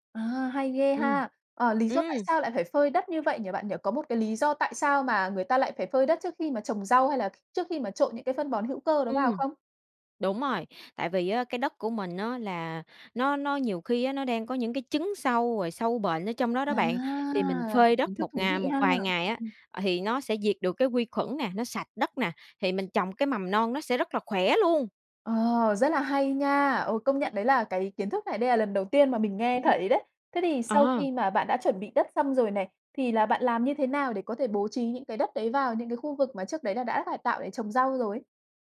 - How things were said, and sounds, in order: tapping; drawn out: "À!"; other background noise
- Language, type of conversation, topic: Vietnamese, podcast, Bạn có bí quyết nào để trồng rau trên ban công không?
- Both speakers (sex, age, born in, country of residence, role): female, 25-29, Vietnam, Vietnam, guest; female, 30-34, Vietnam, Malaysia, host